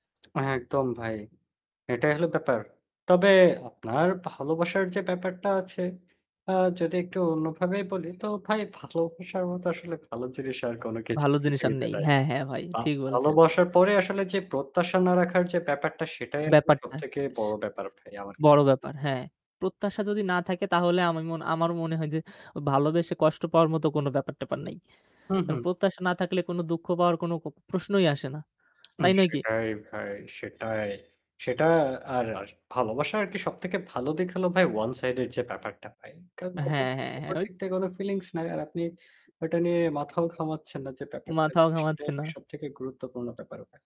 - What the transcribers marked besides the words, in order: static; tapping; horn
- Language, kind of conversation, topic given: Bengali, unstructured, তোমার মতে ভালোবাসা কী ধরনের অনুভূতি?